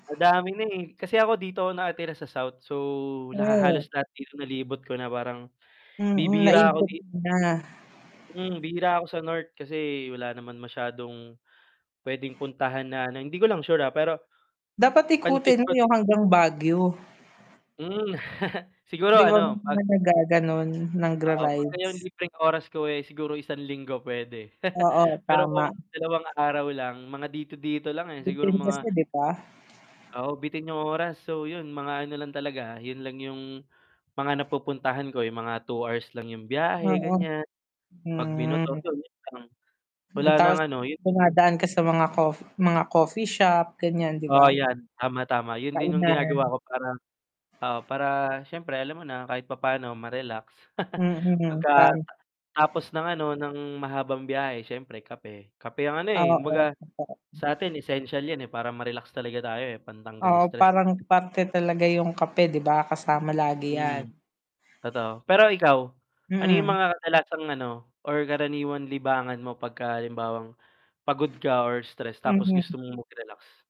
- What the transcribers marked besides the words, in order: static; distorted speech; chuckle; other background noise; chuckle; tapping; chuckle; wind; mechanical hum
- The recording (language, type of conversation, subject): Filipino, unstructured, Ano ang paborito mong gawin kapag may libreng oras ka?